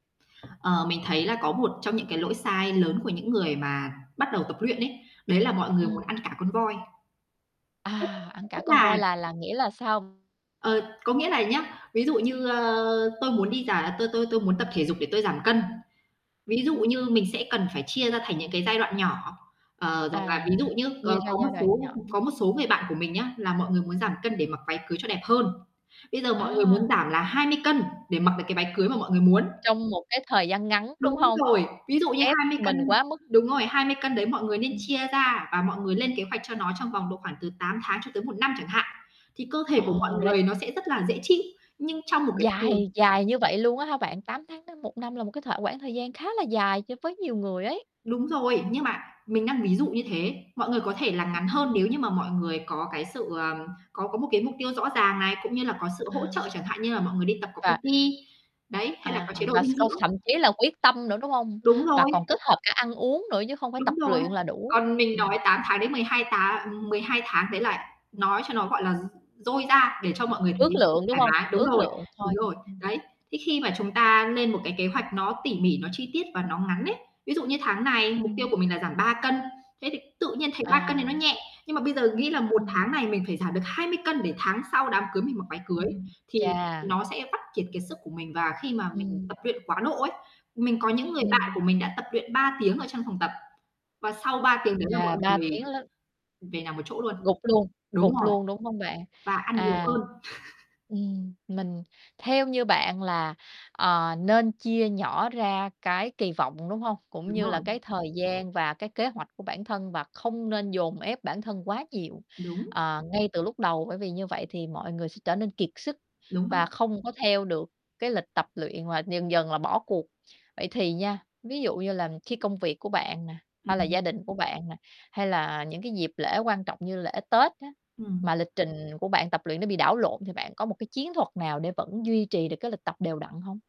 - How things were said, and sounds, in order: other background noise; tapping; distorted speech; unintelligible speech; in English: "P-T"; laugh; static
- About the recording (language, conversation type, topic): Vietnamese, podcast, Bạn làm thế nào để duy trì động lực tập luyện về lâu dài?